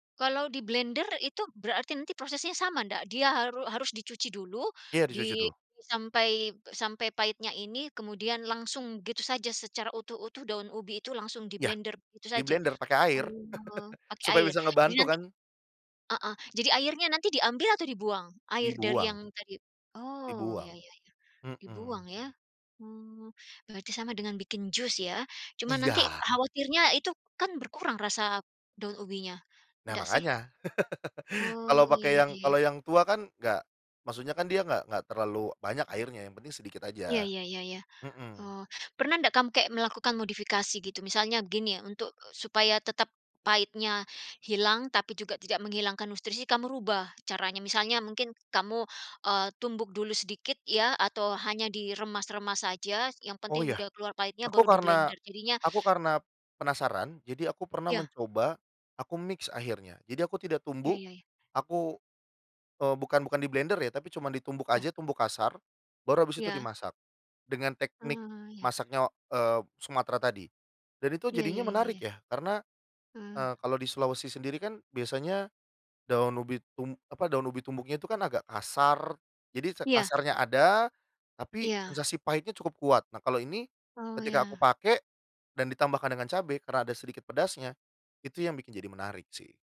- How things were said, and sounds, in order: laugh; laugh; in English: "mix"
- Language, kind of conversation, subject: Indonesian, podcast, Bisa ceritakan tentang makanan keluarga yang resepnya selalu diwariskan dari generasi ke generasi?